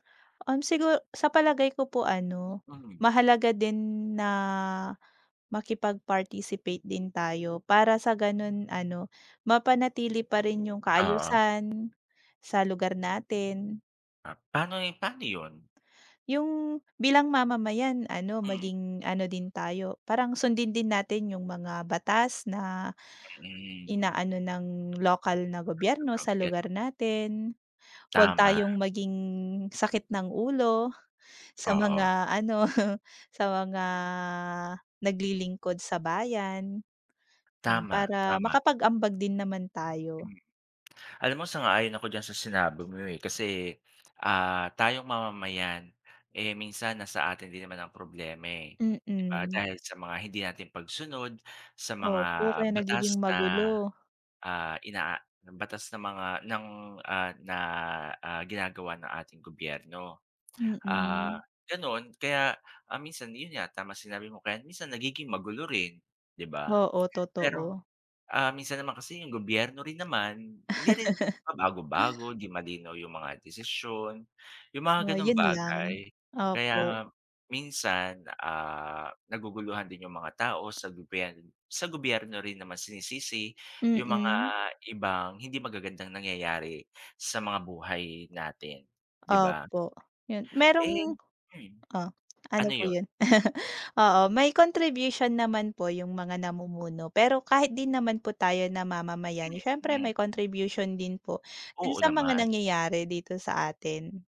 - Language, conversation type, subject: Filipino, unstructured, Bakit mahalaga ang pakikilahok ng mamamayan sa pamahalaan?
- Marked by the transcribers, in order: other background noise; tapping; unintelligible speech; laughing while speaking: "sa mga ano"; chuckle; chuckle; chuckle